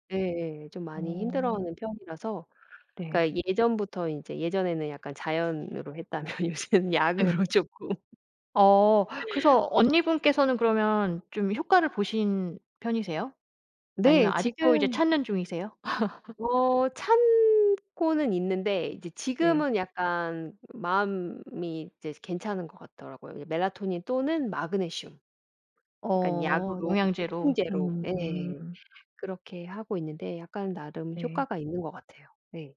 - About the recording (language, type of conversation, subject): Korean, podcast, 편하게 잠들려면 보통 무엇을 신경 쓰시나요?
- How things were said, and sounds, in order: other background noise; laughing while speaking: "했다면 요새는 약으로 쪼끔"; tapping; laugh